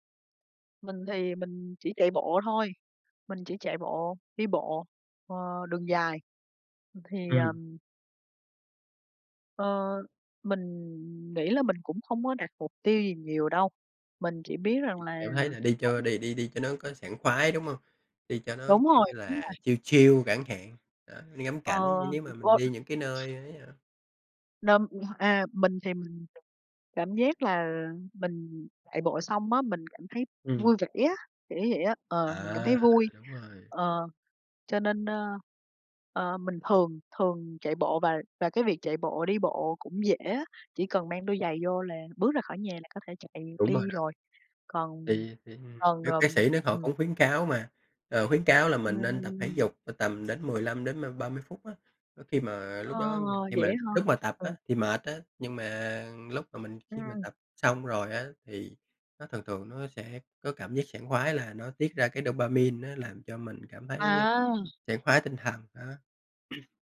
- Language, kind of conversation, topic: Vietnamese, unstructured, Bạn có thể chia sẻ cách bạn duy trì động lực khi tập luyện không?
- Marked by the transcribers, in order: tapping; in English: "chill chill"; unintelligible speech; other background noise; unintelligible speech; throat clearing